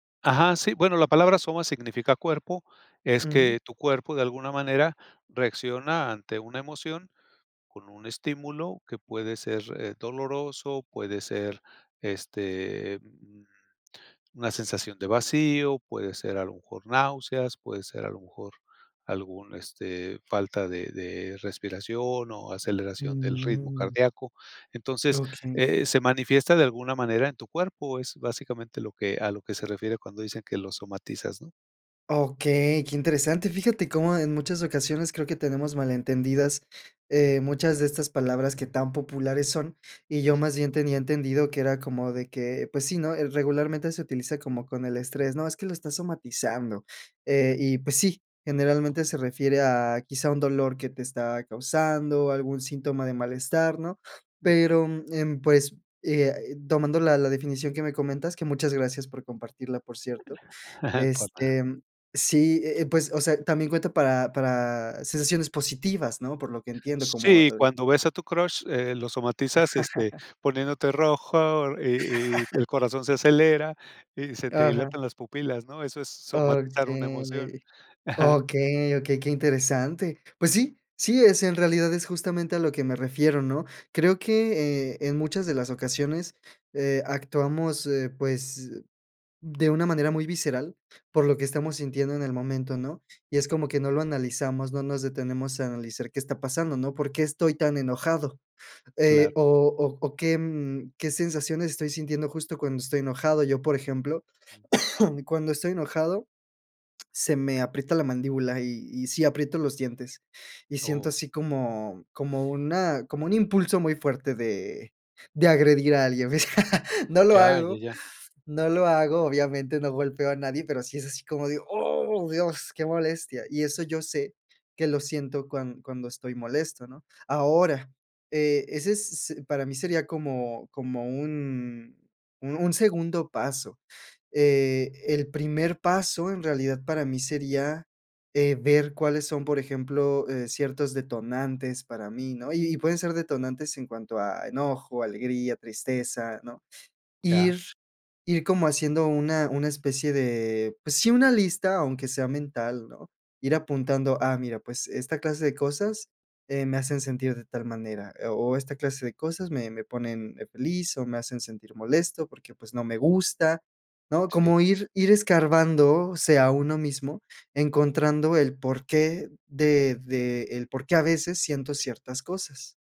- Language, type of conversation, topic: Spanish, podcast, ¿Cómo empezarías a conocerte mejor?
- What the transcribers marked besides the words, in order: laughing while speaking: "Mm"; chuckle; laugh; laugh; laughing while speaking: "ajá"; other background noise; cough; laugh; tapping